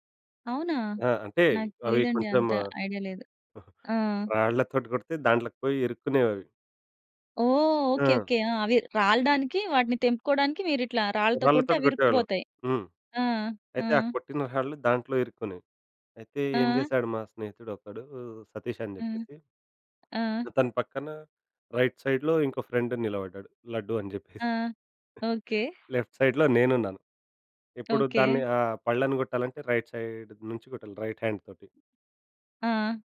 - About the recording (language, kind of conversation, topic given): Telugu, podcast, మీ బాల్యంలో జరిగిన ఏ చిన్న అనుభవం ఇప్పుడు మీకు ఎందుకు ప్రత్యేకంగా అనిపిస్తుందో చెప్పగలరా?
- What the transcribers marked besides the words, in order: other background noise; in English: "రైట్ సైడ్‌లో"; in English: "ఫ్రెండ్"; in English: "లెఫ్ట్ సైడ్‌లో"; in English: "రైట్ సైడ్"; in English: "రైట్ హాండ్"